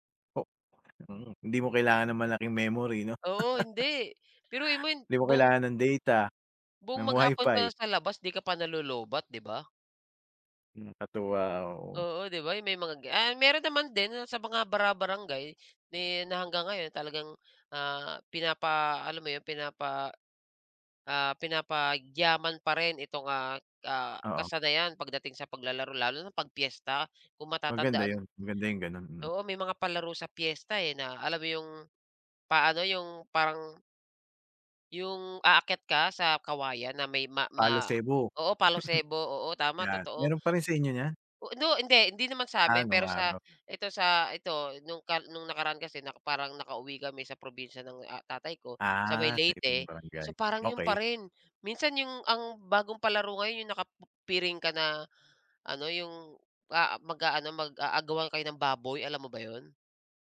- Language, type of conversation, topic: Filipino, podcast, Anong larong kalye ang hindi nawawala sa inyong purok, at paano ito nilalaro?
- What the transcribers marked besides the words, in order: laugh; other background noise; chuckle